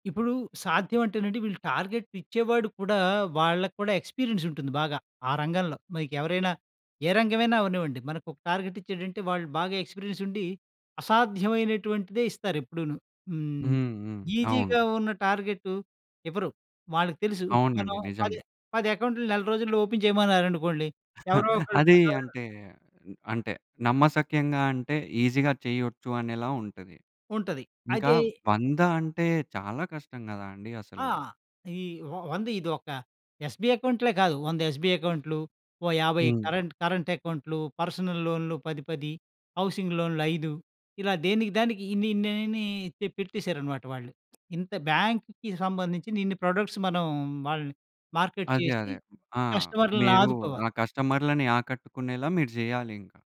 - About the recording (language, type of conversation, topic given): Telugu, podcast, నీ మొదటి పెద్ద ప్రాజెక్ట్ గురించి చెప్పగలవా?
- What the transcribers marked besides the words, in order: in English: "టార్గెట్"; in English: "ఎక్స్‌పీరియన్స్"; in English: "టార్గెట్"; in English: "ఎక్స్‌పీరియన్స్"; in English: "ఈసీగా"; in English: "ఓపెన్"; unintelligible speech; in English: "ఈజీగా"; in English: "ఎస్బీఐ"; in English: "ఎస్బీ"; in English: "కరెంట్ కరెంట్"; in English: "పర్సనల్"; in English: "హౌసింగ్"; in English: "బ్యాంక్‌కి"; in English: "ప్రోడక్ట్స్"; in English: "మార్కెట్"